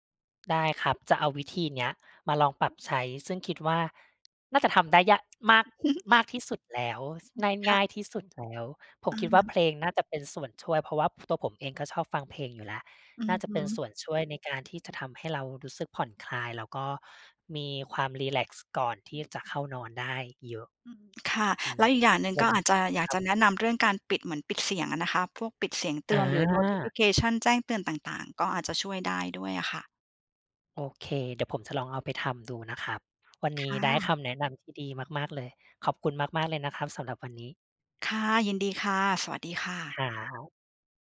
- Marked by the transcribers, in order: other background noise; other noise; chuckle; in English: "notification"; tapping
- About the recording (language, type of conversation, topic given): Thai, advice, ทำไมฉันถึงวางโทรศัพท์ก่อนนอนไม่ได้ทุกคืน?